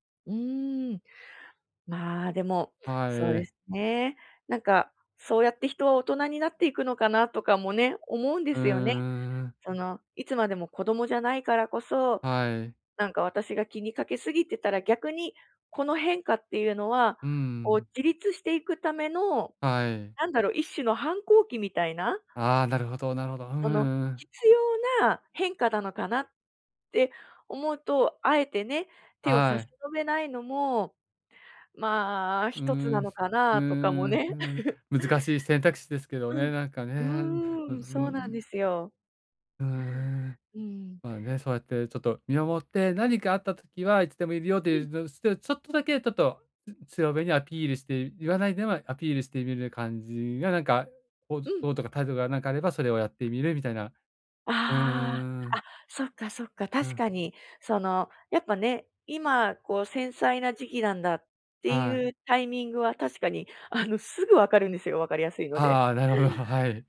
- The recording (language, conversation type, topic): Japanese, advice, 家族や友人が変化を乗り越えられるように、どう支援すればよいですか？
- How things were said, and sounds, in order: laugh